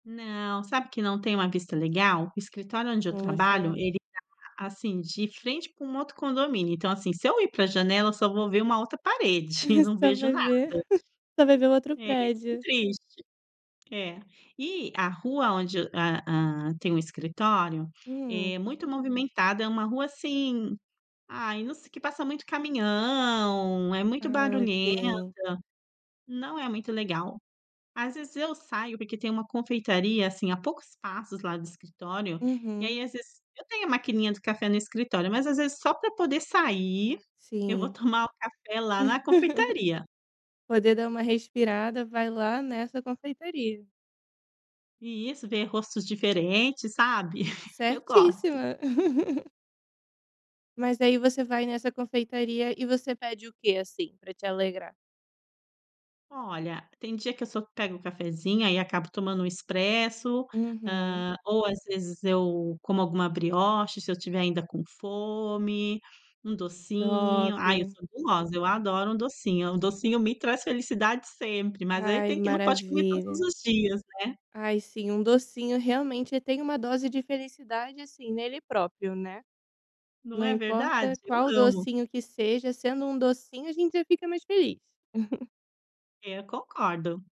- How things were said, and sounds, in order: chuckle; laugh; chuckle; laugh; chuckle
- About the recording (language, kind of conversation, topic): Portuguese, podcast, Como pequenas rotinas podem trazer mais felicidade no dia a dia?